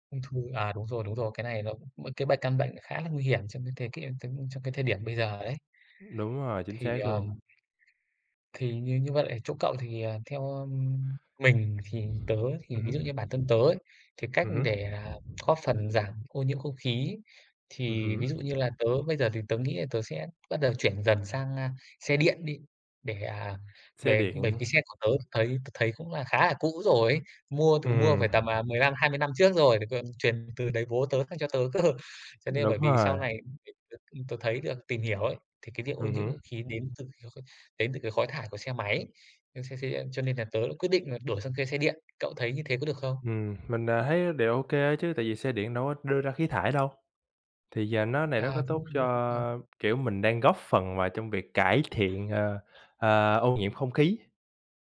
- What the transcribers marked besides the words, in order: tapping; laughing while speaking: "cơ"; other background noise; unintelligible speech
- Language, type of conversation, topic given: Vietnamese, unstructured, Bạn nghĩ gì về tình trạng ô nhiễm không khí hiện nay?